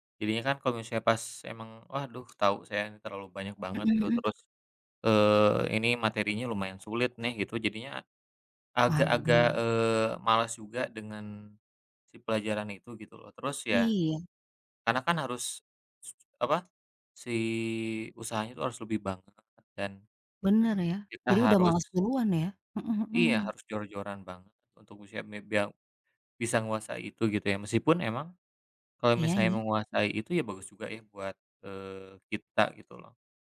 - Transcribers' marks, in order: tapping
- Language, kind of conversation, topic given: Indonesian, unstructured, Bagaimana cara kamu mengatasi rasa malas saat belajar?